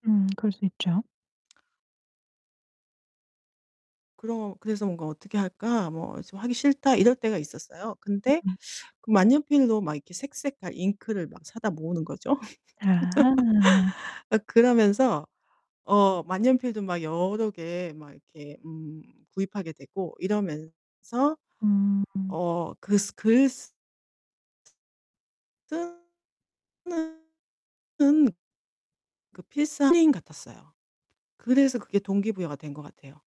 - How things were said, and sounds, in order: tapping; distorted speech; other background noise; laugh
- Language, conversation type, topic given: Korean, podcast, 혼자 공부할 때 동기부여를 어떻게 유지했나요?
- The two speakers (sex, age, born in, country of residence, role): female, 35-39, South Korea, Germany, host; female, 50-54, South Korea, Germany, guest